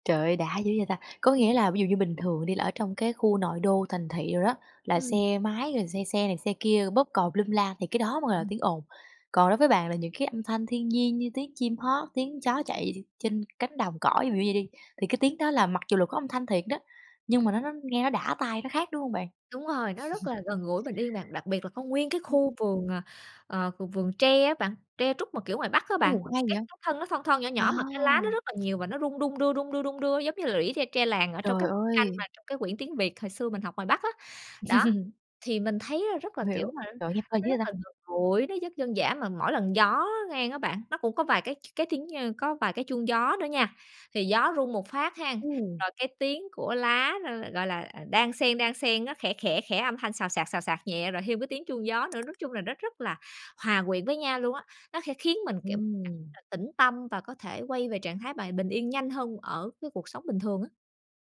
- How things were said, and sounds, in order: tapping; other background noise; laugh; unintelligible speech; laugh; unintelligible speech
- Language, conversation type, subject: Vietnamese, podcast, Bạn có thể kể về một trải nghiệm thiền ngoài trời đáng nhớ của bạn không?